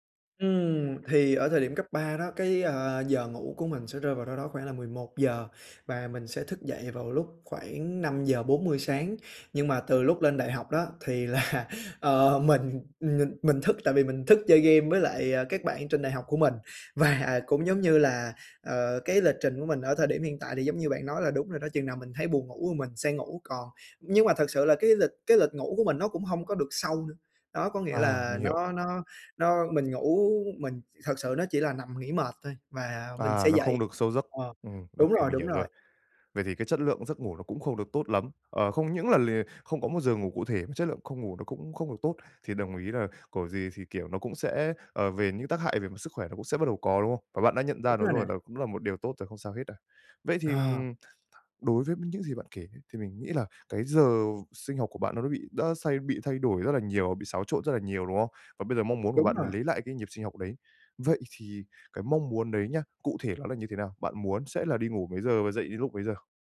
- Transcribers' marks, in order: tapping; other background noise; laughing while speaking: "là, ờ, mình"; other noise
- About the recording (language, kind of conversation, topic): Vietnamese, advice, Làm thế nào để duy trì lịch ngủ ổn định mỗi ngày?